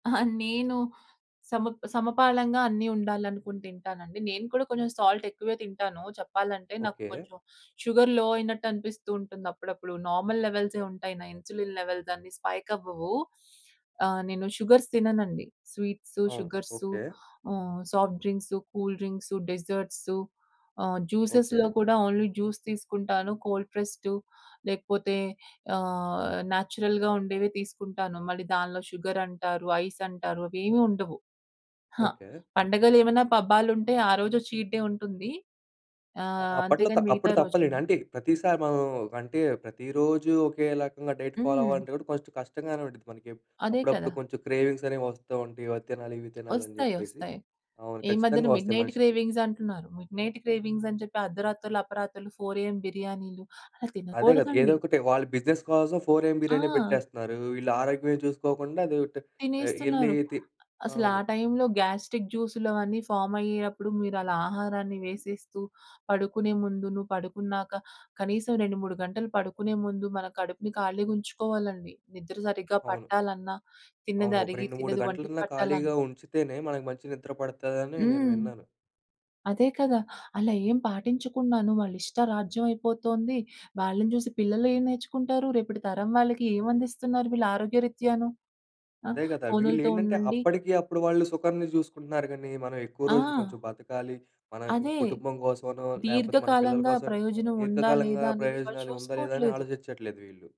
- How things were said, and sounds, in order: in English: "సాల్ట్"; in English: "షుగర్ లో"; in English: "నార్మల్"; in English: "ఇన్సులిన్ లెవెల్స్"; in English: "స్పైక్"; other noise; in English: "షుగర్స్"; in English: "జ్యూసెస్‌లో"; in English: "ఓన్లీ జ్యూస్"; in English: "కోల్డ్ ప్రెస్‌డ్"; in English: "నేచురల్‌గా"; in English: "ఐస్"; in English: "చీట్ డే"; in English: "డైట్ ఫాలో"; in English: "క్రేవింగ్స్"; in English: "మిడ్‌నైట్ క్రేవింగ్స్"; in English: "మిడ్‌నైట్ క్రేవింగ్స్"; in English: "ఫోర్ ఏఎం"; in English: "బిజినెస్ ఫోర్ ఎం"; in English: "టైంలో గ్యాస్ట్రిక్"; in English: "ఫార్మ్"
- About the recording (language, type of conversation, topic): Telugu, podcast, మీ ఆరోగ్యానికి సంబంధించి తక్షణ సౌకర్యం మరియు దీర్ఘకాల ప్రయోజనం మధ్య మీరు ఎలా నిర్ణయం తీసుకున్నారు?